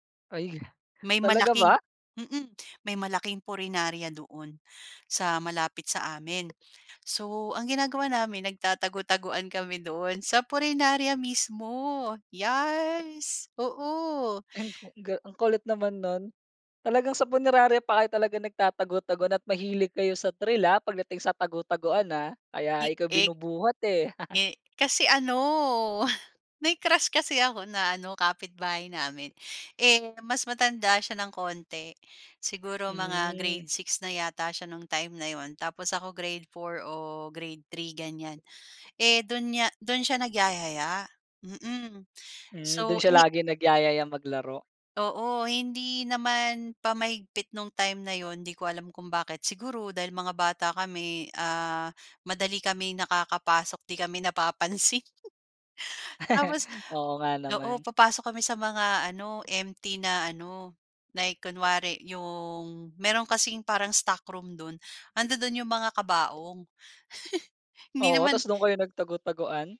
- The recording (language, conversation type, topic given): Filipino, podcast, Ano ang paborito mong laro noong bata ka?
- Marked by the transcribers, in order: tapping; in English: "trill"; laugh; chuckle; laughing while speaking: "napapansin. Tapos"; laugh; giggle